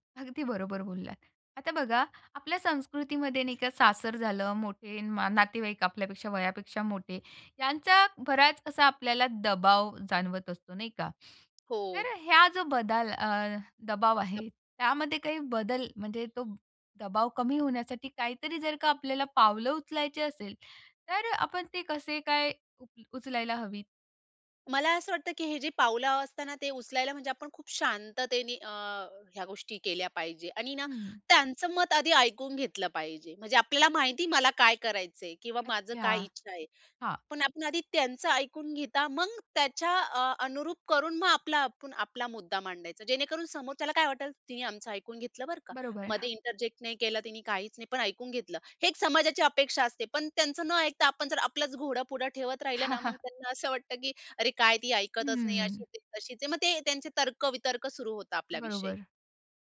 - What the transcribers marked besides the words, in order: other background noise; unintelligible speech; tapping; "आपण" said as "आपुन"; in English: "इंटरजेक्ट"; chuckle
- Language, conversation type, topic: Marathi, podcast, कुटुंबाला तुमच्या मर्यादा स्वीकारायला मदत करण्यासाठी तुम्ही काय कराल?
- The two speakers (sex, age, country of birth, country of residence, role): female, 30-34, India, India, guest; female, 35-39, India, India, host